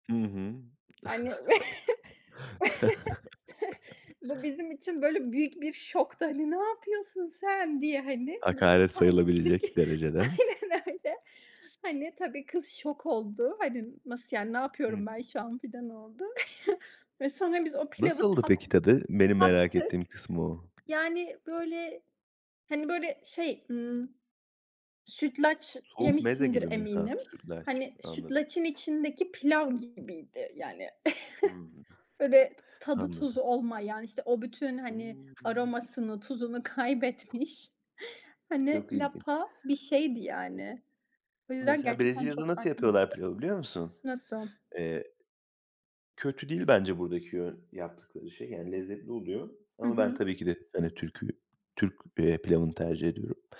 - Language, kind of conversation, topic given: Turkish, unstructured, Farklı ülkelerin yemek kültürleri seni nasıl etkiledi?
- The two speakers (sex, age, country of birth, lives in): female, 25-29, Turkey, Spain; male, 30-34, Turkey, Portugal
- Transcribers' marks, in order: laugh; other background noise; chuckle; laughing while speaking: "mutfağa girdik. Aynen öyle"; tapping; chuckle; chuckle